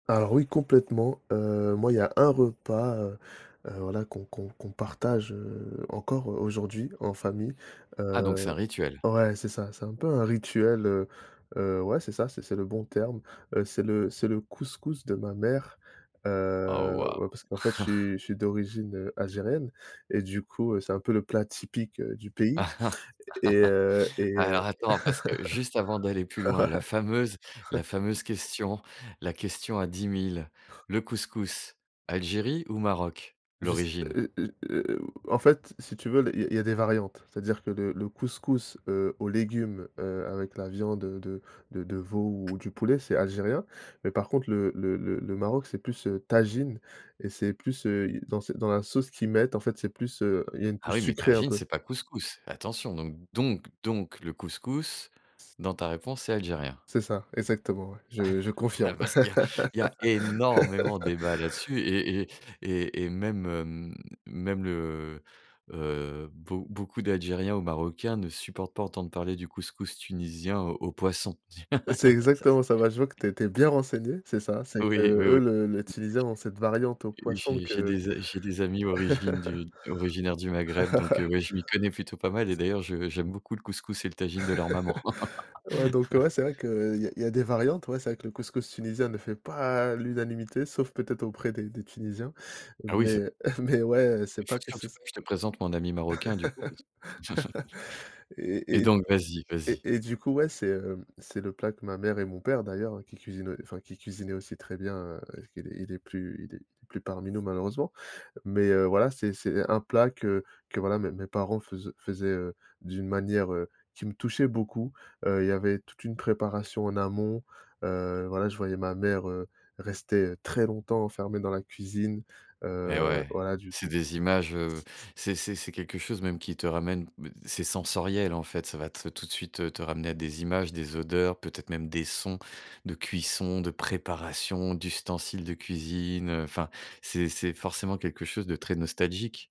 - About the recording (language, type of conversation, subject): French, podcast, Peux-tu raconter un repas partagé qui t’a vraiment marqué ?
- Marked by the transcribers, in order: chuckle; laugh; laugh; laughing while speaking: "ouais, ouais"; chuckle; other background noise; laugh; stressed: "énormément"; laugh; laugh; tapping; unintelligible speech; laugh; laugh; chuckle; laugh; chuckle; stressed: "très"